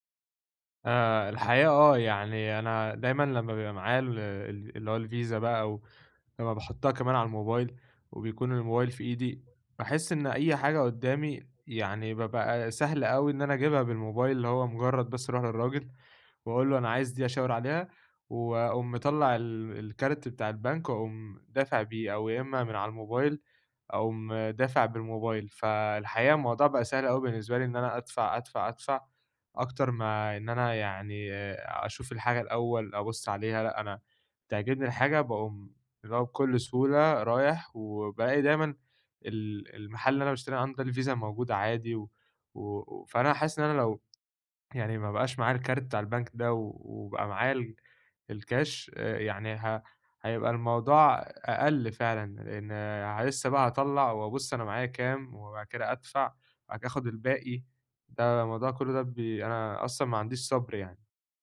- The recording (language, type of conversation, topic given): Arabic, advice, إزاي أقلّل من شراء حاجات مش محتاجها؟
- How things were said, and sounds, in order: none